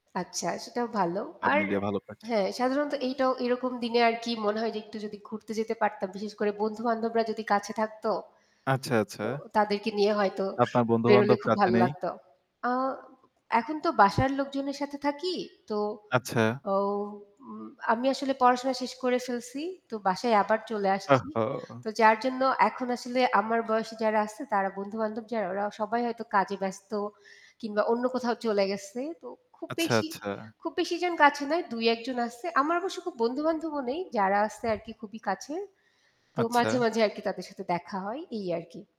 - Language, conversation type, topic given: Bengali, unstructured, বন্ধুদের সঙ্গে ভালো সম্পর্ক বজায় রাখার উপায় কী?
- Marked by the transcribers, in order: static; tapping; other background noise